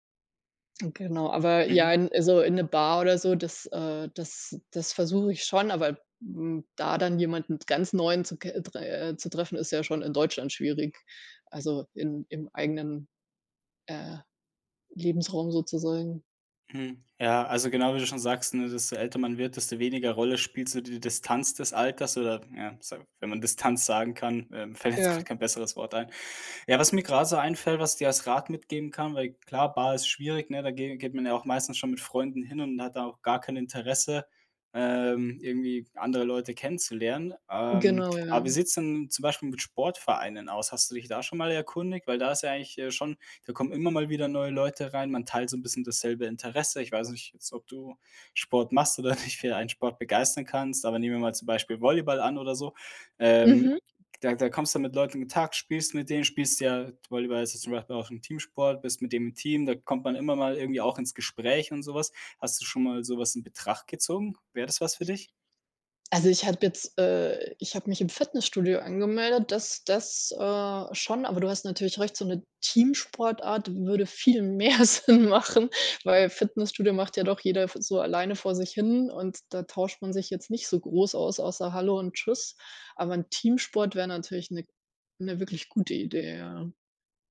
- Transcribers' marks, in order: tapping; other background noise; laughing while speaking: "oder dich"; laughing while speaking: "viel mehr Sinn machen"
- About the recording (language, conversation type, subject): German, advice, Wie kann ich meine soziale Unsicherheit überwinden, um im Erwachsenenalter leichter neue Freundschaften zu schließen?